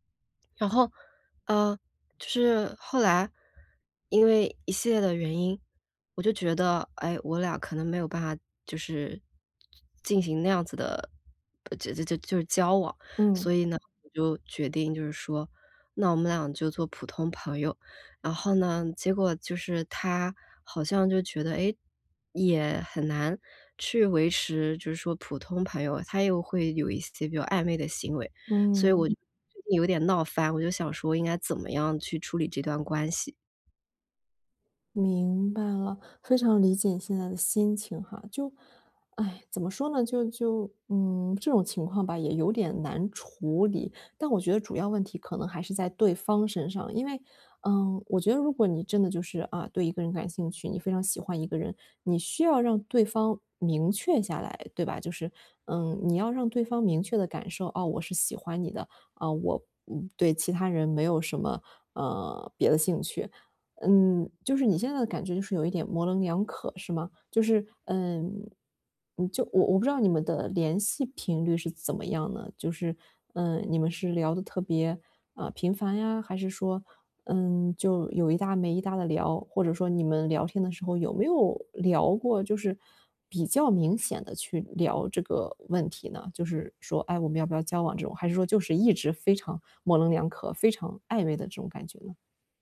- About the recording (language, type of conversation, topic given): Chinese, advice, 我和朋友闹翻了，想修复这段关系，该怎么办？
- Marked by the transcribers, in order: sigh